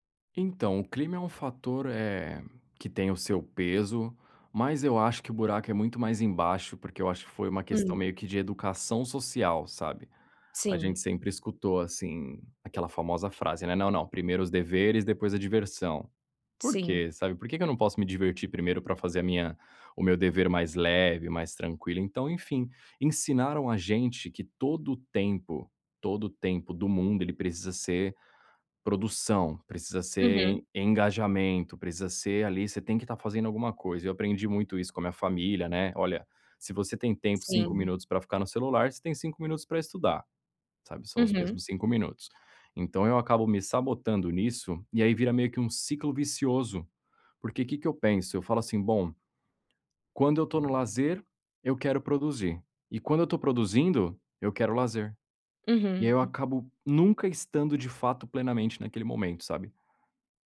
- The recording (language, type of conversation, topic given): Portuguese, advice, Como posso relaxar e aproveitar meu tempo de lazer sem me sentir culpado?
- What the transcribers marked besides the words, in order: tapping; other background noise